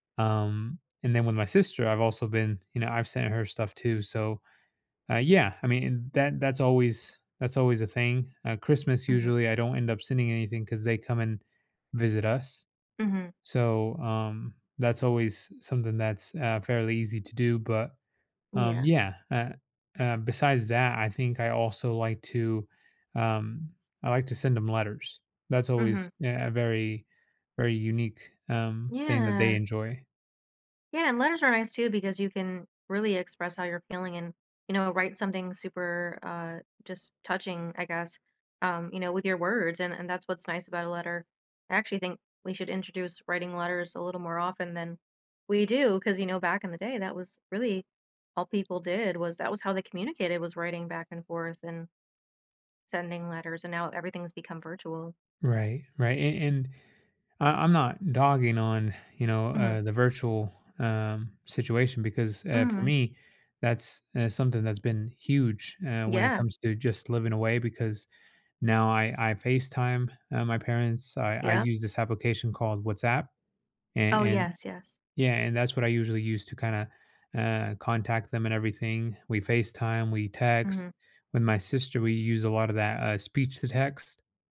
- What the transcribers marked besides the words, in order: none
- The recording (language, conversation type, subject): English, advice, How can I cope with guilt about not visiting my aging parents as often as I'd like?
- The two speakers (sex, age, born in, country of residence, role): female, 30-34, United States, United States, advisor; male, 35-39, United States, United States, user